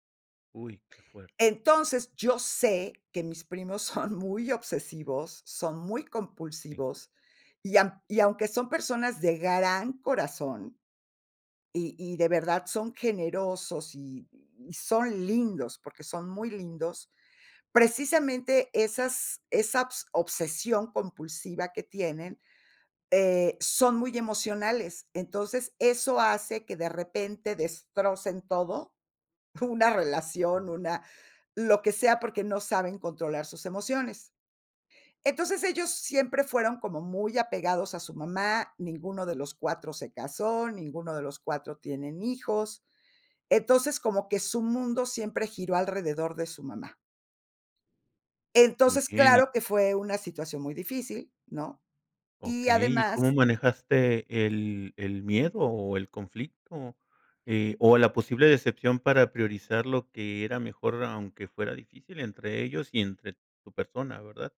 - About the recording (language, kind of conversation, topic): Spanish, podcast, ¿Cómo manejas las decisiones cuando tu familia te presiona?
- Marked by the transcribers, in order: none